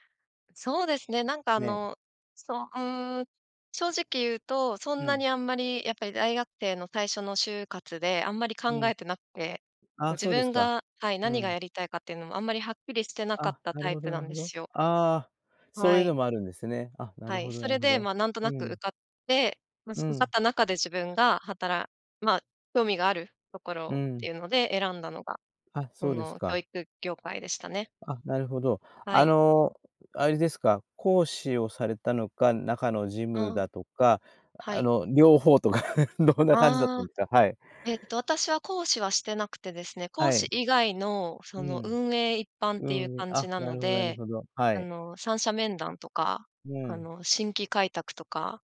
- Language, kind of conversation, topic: Japanese, podcast, 長く勤めた会社を辞める決断は、どのようにして下したのですか？
- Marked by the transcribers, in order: tapping; laughing while speaking: "両方とかどんな感じだったんですか？"